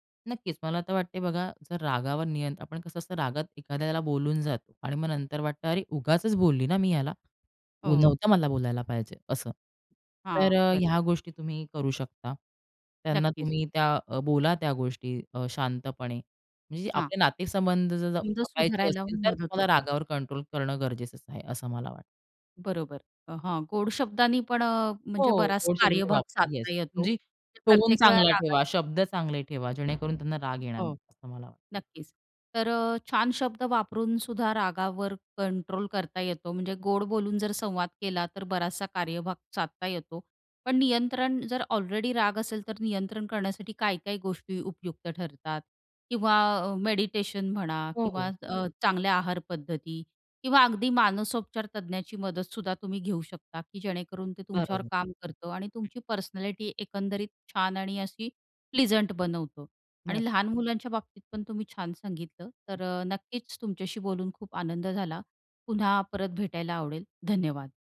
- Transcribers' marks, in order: tapping; background speech; other background noise; in English: "पर्सनॅलिटी"; in English: "प्लीझंट"
- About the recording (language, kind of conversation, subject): Marathi, podcast, रागावर नियंत्रण मिळवण्यासाठी काय करता?